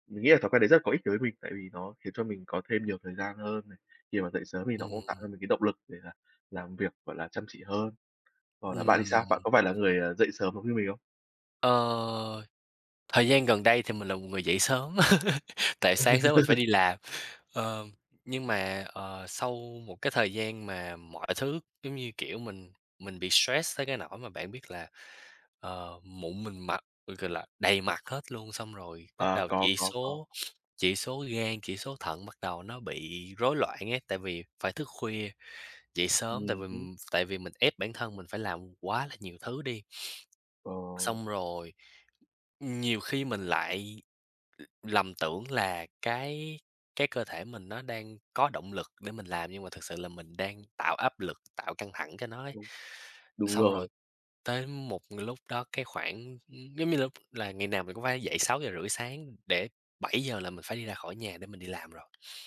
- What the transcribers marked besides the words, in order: tapping; laugh; other noise
- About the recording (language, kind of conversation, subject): Vietnamese, unstructured, Bạn nghĩ làm thế nào để giảm căng thẳng trong cuộc sống hằng ngày?